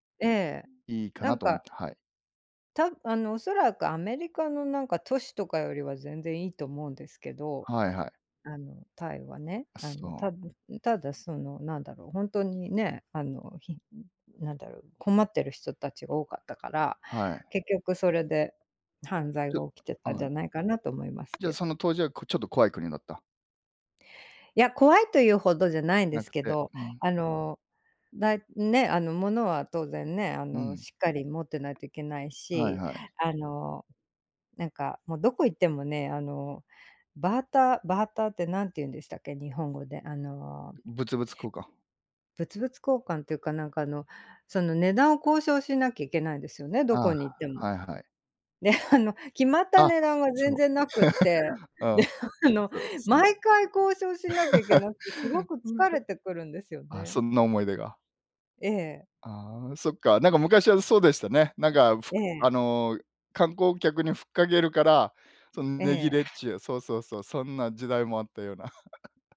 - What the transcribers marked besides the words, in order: tapping; in English: "バーター バーター"; laughing while speaking: "であの"; chuckle; laughing while speaking: "であの"; unintelligible speech; chuckle; other background noise; chuckle
- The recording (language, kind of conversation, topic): Japanese, unstructured, あなたの理想の旅行先はどこですか？